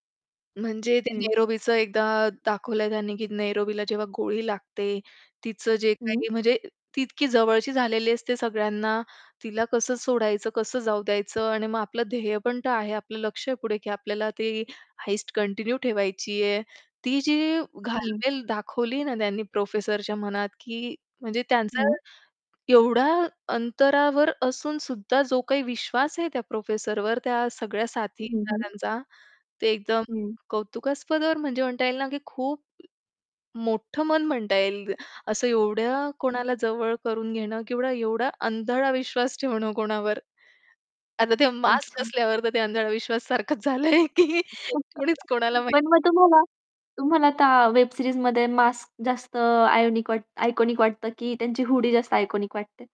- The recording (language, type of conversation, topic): Marathi, podcast, तुला माध्यमांच्या जगात हरवायला का आवडते?
- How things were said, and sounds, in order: other background noise; distorted speech; in English: "हाईस्ट कंटिन्यू"; static; laughing while speaking: "अंधाळा विश्वास सारखंच झालंय, की कणीच कोणाला माहिती नाही"; chuckle; in English: "वेब सीरीजमध्ये"; in English: "आयकॉनिक"; in English: "आयकॉनिक"